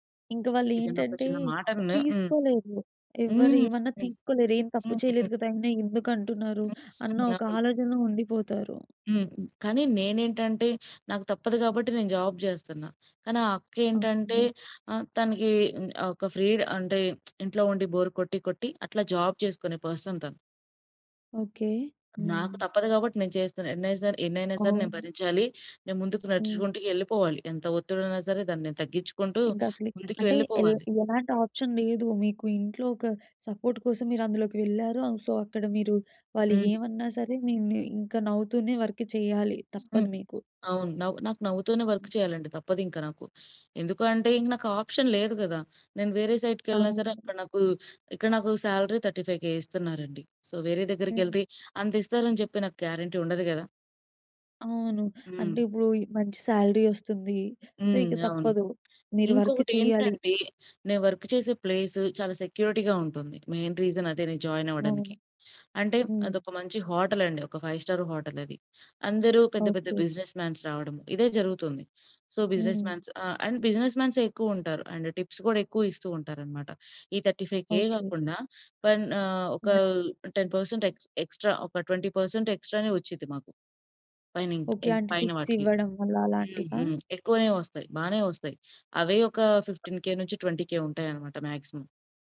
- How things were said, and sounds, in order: unintelligible speech; in English: "జాబ్"; in English: "ఫ్రీ"; lip smack; other background noise; in English: "బోర్"; in English: "జాబ్"; in English: "పర్సన్"; in English: "ఆప్షన్"; in English: "సపోర్ట్"; in English: "సో"; in English: "వర్క్"; in English: "వర్క్"; in English: "ఆప్షన్"; in English: "సైట్‌కి"; in English: "సాలరీ థర్టీ ఫైవ్ కే"; in English: "సో"; in English: "గ్యారంటీ"; in English: "సాలరీ"; in English: "సో"; in English: "వర్క్"; in English: "వర్క్"; in English: "సెక్యూరిటీగా"; in English: "మెయిన్ రీజన్"; in English: "జాయిన్"; in English: "హోటల్"; in English: "ఫైవ్ స్టార్ హోటల్"; in English: "బిజినెస్ మాన్స్"; in English: "సో, బిజినెస్ మాన్స్"; in English: "అండ్"; in English: "అండ్ టిప్స్"; in English: "థర్టీ ఫైవ్ కే"; in English: "టెన్ పర్సెంట్ ఎక్స్ ఎక్స్ట్రా"; in English: "ట్వెంటీ పర్సెంట్ ఎక్స్ట్రానే"; in English: "టిప్స్"; in English: "ఫిఫ్టీన్ కే"; in English: "ట్వెంటీ కే"; in English: "మాక్సిమం"
- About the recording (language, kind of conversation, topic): Telugu, podcast, మీరు ఒత్తిడిని ఎప్పుడు గుర్తించి దాన్ని ఎలా సమర్థంగా ఎదుర్కొంటారు?